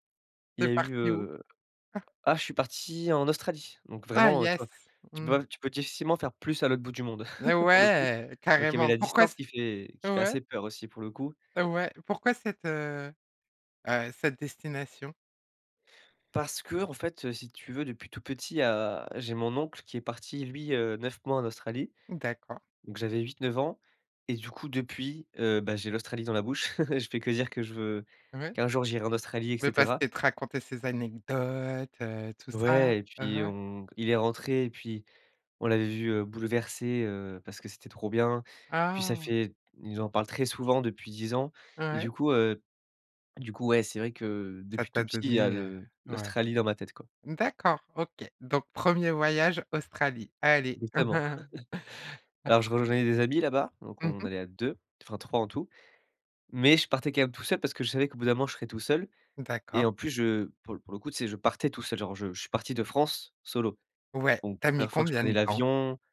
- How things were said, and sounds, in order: chuckle; laugh; tapping; laugh; chuckle
- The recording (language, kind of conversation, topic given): French, podcast, Quelle peur as-tu surmontée en voyage ?